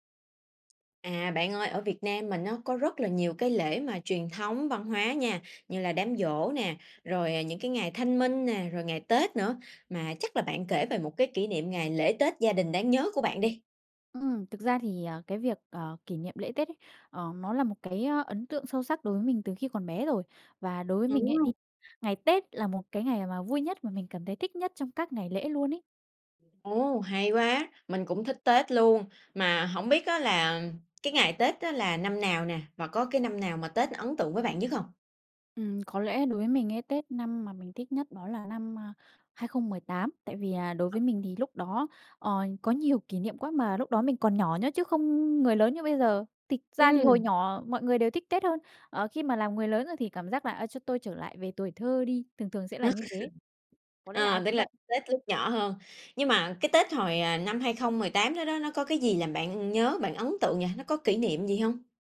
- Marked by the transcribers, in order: unintelligible speech; tapping; other background noise; laugh
- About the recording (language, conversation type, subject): Vietnamese, podcast, Bạn có thể kể về một kỷ niệm Tết gia đình đáng nhớ của bạn không?